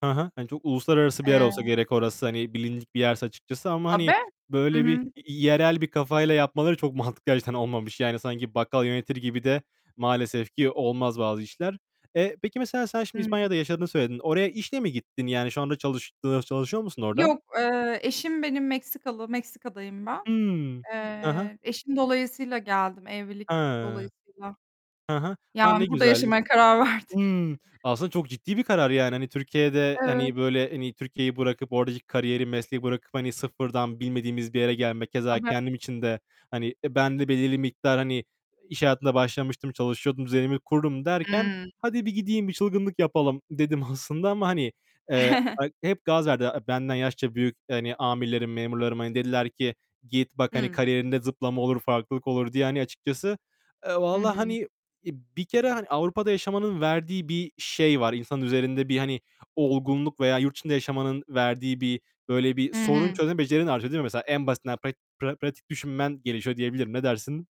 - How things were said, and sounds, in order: tapping; laughing while speaking: "verdik"; other background noise; chuckle
- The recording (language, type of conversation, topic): Turkish, unstructured, Kariyerinizde hiç beklemediğiniz bir fırsat yakaladınız mı?